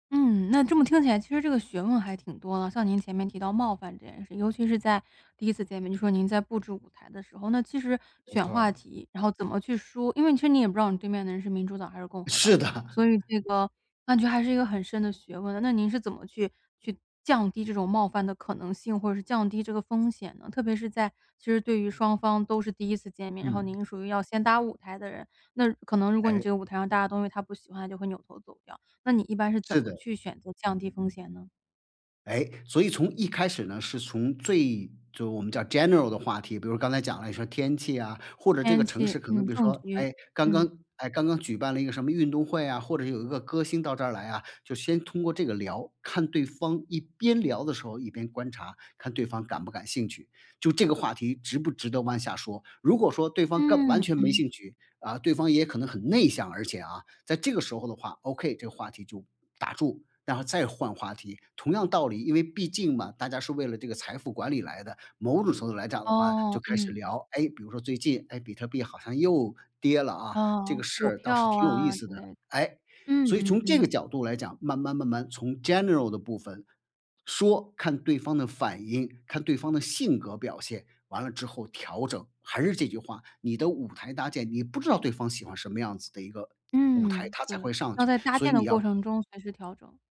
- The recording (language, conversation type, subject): Chinese, podcast, 你的童年爱好如何塑造了现在的你？
- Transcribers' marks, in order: laughing while speaking: "的"; in English: "general"; in English: "general"